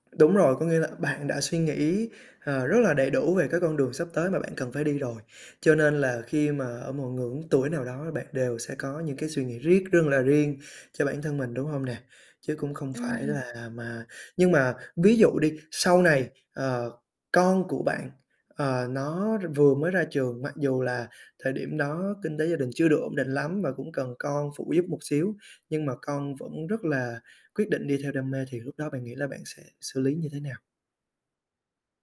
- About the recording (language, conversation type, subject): Vietnamese, podcast, Bạn thường ưu tiên đam mê hay thu nhập khi chọn công việc?
- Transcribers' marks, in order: static; tapping